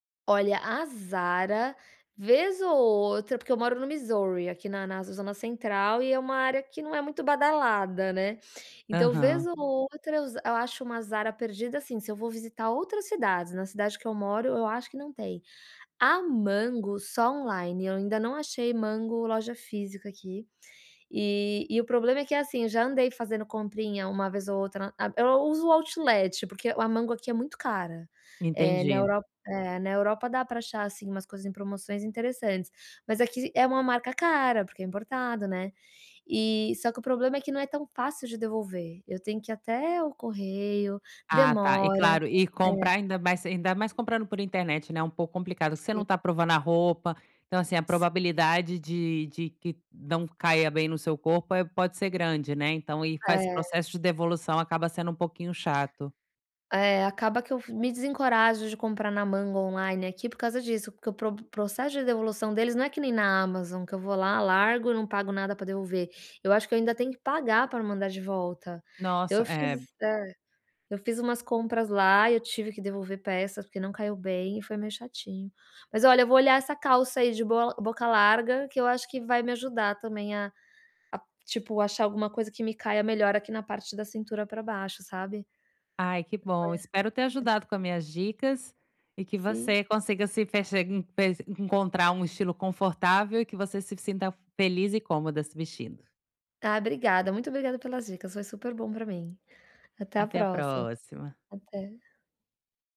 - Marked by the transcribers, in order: tapping; unintelligible speech
- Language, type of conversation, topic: Portuguese, advice, Como posso escolher o tamanho certo e garantir um bom caimento?